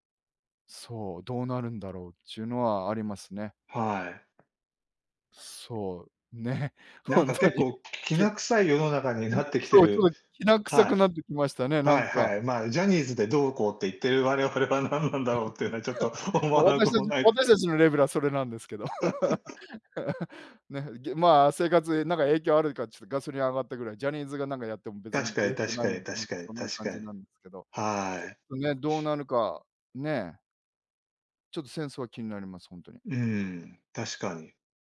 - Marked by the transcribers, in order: tapping; other background noise; laughing while speaking: "本当に き そう そう、きな臭くなって来ましたね"; laughing while speaking: "我々は、何なんだろうって言うのは、ちょっと思わなくもない"; chuckle; chuckle
- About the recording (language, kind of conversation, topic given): Japanese, unstructured, 最近のニュースでいちばん驚いたことは何ですか？